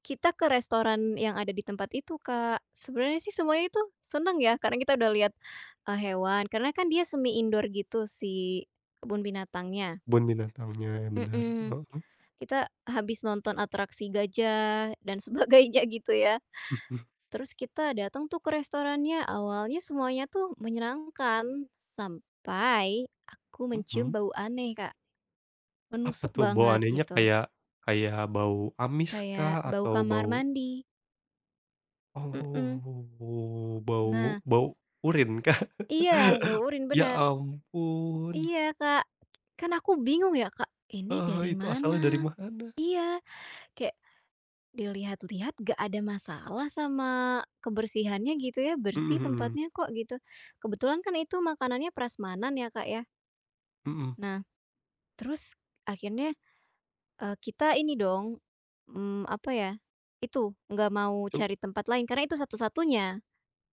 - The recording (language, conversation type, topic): Indonesian, podcast, Apa perjalanan wisata kuliner terbaik versi kamu?
- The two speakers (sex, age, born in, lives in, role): female, 25-29, Indonesia, Indonesia, guest; male, 30-34, Indonesia, Indonesia, host
- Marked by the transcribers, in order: in English: "semi-indoor"; laughing while speaking: "sebagainya"; chuckle; drawn out: "Oh"; laughing while speaking: "kah?"; tapping; other background noise